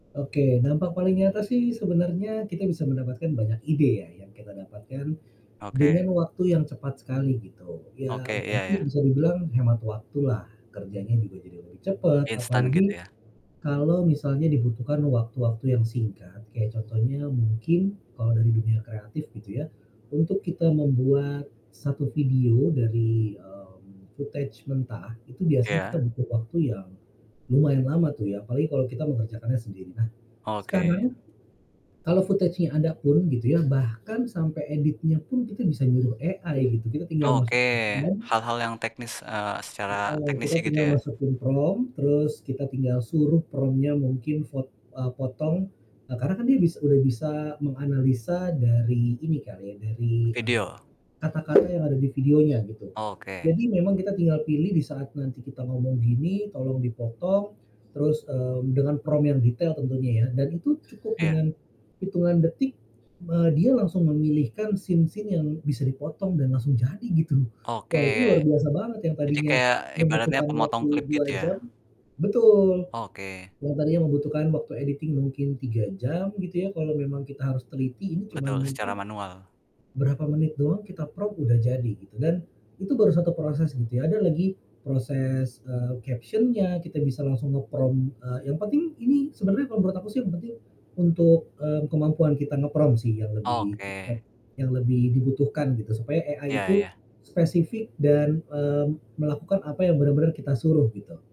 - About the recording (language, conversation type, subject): Indonesian, podcast, Menurut Anda, apa saja keuntungan dan kerugian jika hidup semakin bergantung pada asisten kecerdasan buatan?
- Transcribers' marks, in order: static; in English: "footage"; in English: "footage-nya"; in English: "AI"; distorted speech; in English: "prompt"; in English: "prompt"; tapping; in English: "prompt-nya"; in English: "prompt"; in English: "scene scene"; in English: "editing"; in English: "prompt"; in English: "caption-nya"; in English: "nge-prompt"; in English: "nge-prompt"; in English: "AI"